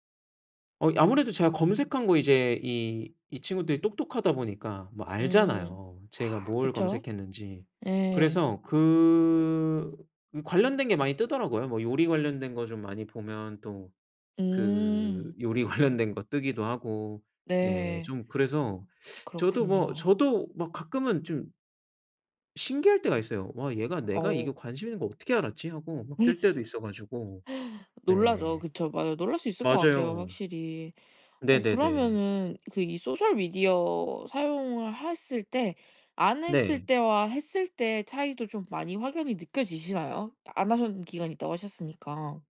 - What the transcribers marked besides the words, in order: laughing while speaking: "요리"; other noise; laugh; other background noise
- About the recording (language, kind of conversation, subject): Korean, podcast, 소셜미디어를 주로 어떻게 사용하시나요?